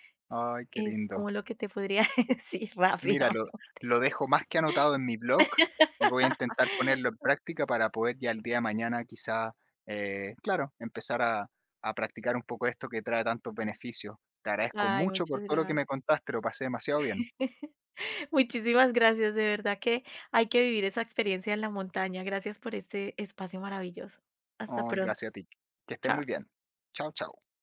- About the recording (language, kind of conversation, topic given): Spanish, podcast, ¿Qué consejos das para planear una caminata de un día?
- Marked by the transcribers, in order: laughing while speaking: "podría decir rápidamente"; laugh; tapping; chuckle